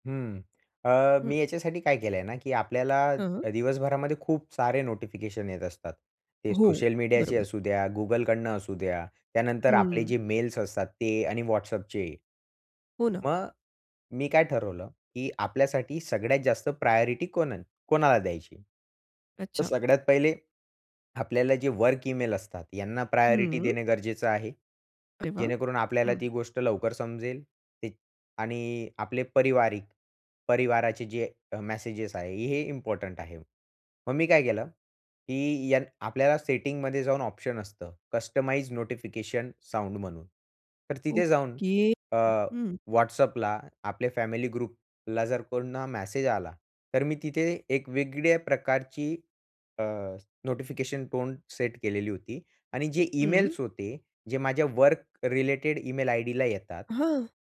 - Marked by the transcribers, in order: other background noise; in English: "प्रायोरिटी"; in English: "प्रायोरिटी"; tapping; in English: "साउंड"; in English: "ग्रुपला"
- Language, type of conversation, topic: Marathi, podcast, तुम्ही संदेश-सूचनांचे व्यवस्थापन कसे करता?